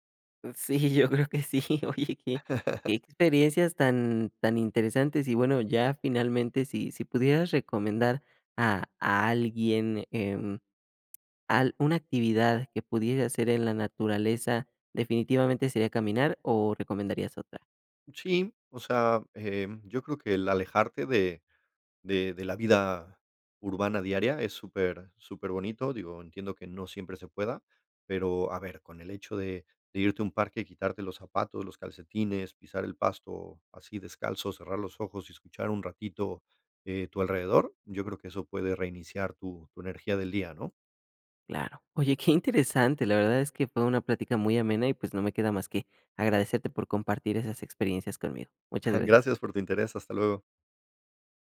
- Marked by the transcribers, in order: laughing while speaking: "Sí, yo creo que sí, oye"
- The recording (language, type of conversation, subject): Spanish, podcast, ¿Cómo describirías la experiencia de estar en un lugar sin ruido humano?